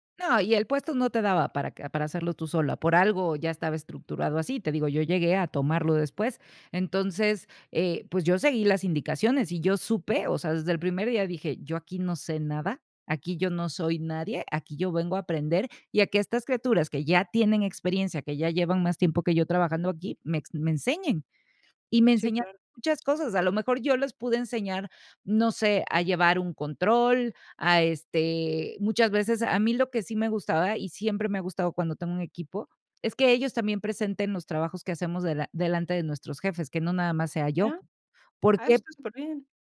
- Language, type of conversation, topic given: Spanish, podcast, ¿Te gusta más crear a solas o con más gente?
- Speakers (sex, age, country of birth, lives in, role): female, 35-39, Mexico, Mexico, host; female, 50-54, Mexico, Mexico, guest
- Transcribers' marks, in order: none